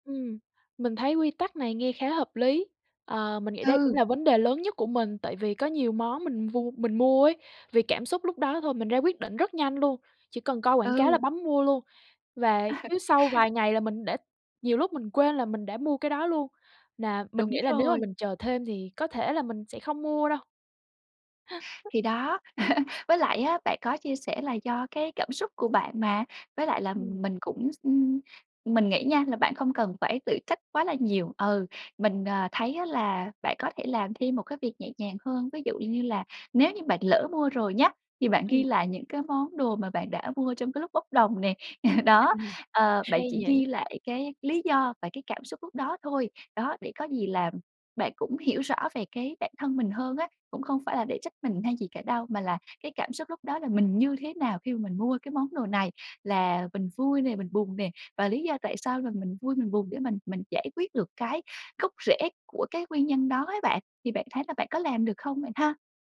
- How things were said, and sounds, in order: tapping; laugh; unintelligible speech; laugh; laugh; laughing while speaking: "Ừm"
- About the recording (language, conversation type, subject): Vietnamese, advice, Làm sao để hạn chế mua sắm những thứ mình không cần mỗi tháng?